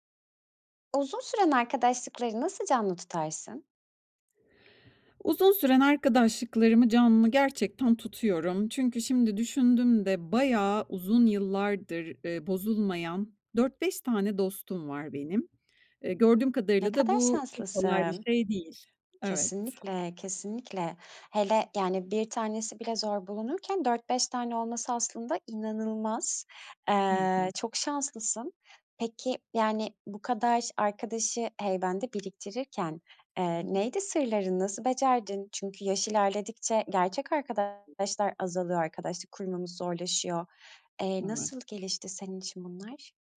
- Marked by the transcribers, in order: other background noise; stressed: "inanılmaz"; unintelligible speech
- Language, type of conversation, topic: Turkish, podcast, Uzun süren arkadaşlıkları nasıl canlı tutarsın?